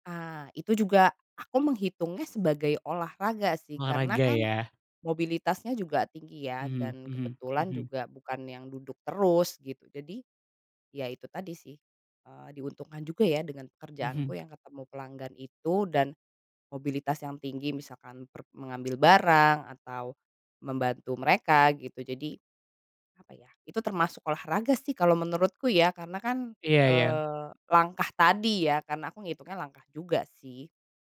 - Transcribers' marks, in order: none
- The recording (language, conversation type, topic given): Indonesian, podcast, Bagaimana kamu tetap aktif tanpa olahraga berat?